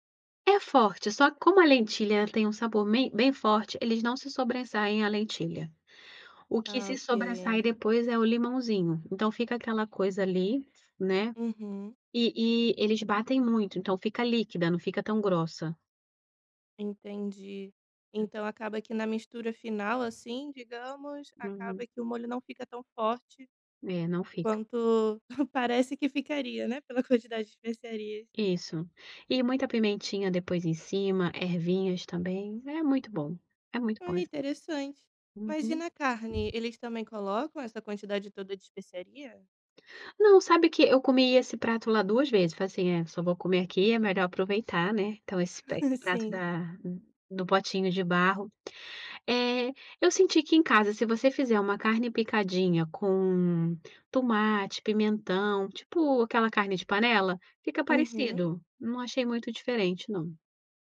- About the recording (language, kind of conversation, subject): Portuguese, podcast, Qual foi a melhor comida que você experimentou viajando?
- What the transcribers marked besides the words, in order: laughing while speaking: "quanto parece que ficaria né pela quantidade de especiarias"; laugh